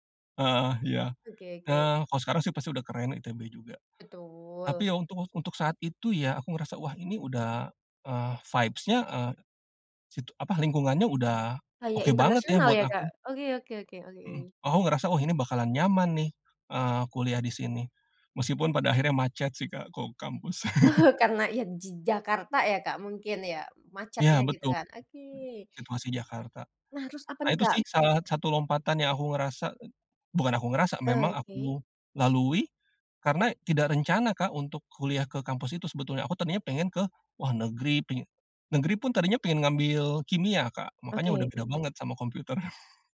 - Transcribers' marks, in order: in English: "vibes-nya"; chuckle; other background noise; unintelligible speech
- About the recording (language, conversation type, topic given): Indonesian, podcast, Pernahkah Anda mengambil keputusan nekat tanpa rencana yang matang, dan bagaimana ceritanya?